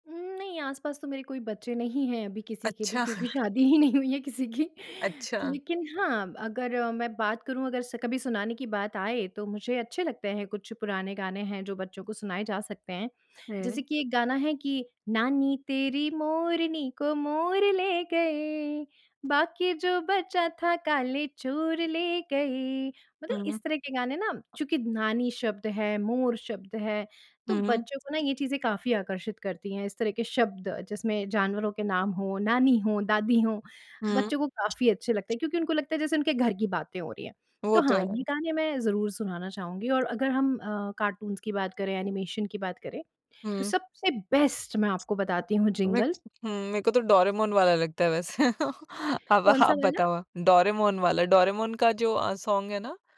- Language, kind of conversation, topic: Hindi, podcast, कौन-सा पुराना गाना सुनते ही आपकी बचपन की यादें ताज़ा हो जाती हैं?
- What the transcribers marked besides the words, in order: chuckle; laughing while speaking: "ही नहीं हुई है किसी की"; singing: "नानी तेरी मोरनी को मोर … चोर ले गए"; other background noise; in English: "कार्टून्स"; in English: "एनिमेशन"; in English: "बेस्ट"; laughing while speaking: "अब आप"; in English: "सॉन्ग"